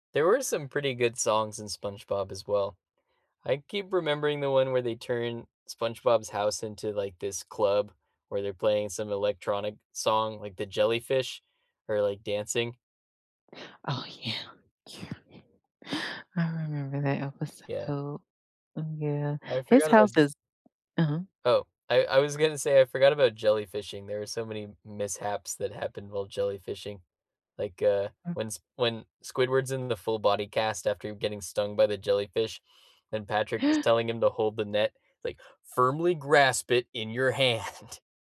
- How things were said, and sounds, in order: other background noise; chuckle; tapping; gasp; put-on voice: "Firmly grasp it in your hand"; laughing while speaking: "hand"
- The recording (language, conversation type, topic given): English, unstructured, Which childhood cartoons still make you laugh today, and what moments or characters keep them so funny?
- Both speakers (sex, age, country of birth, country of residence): female, 35-39, United States, United States; male, 25-29, United States, United States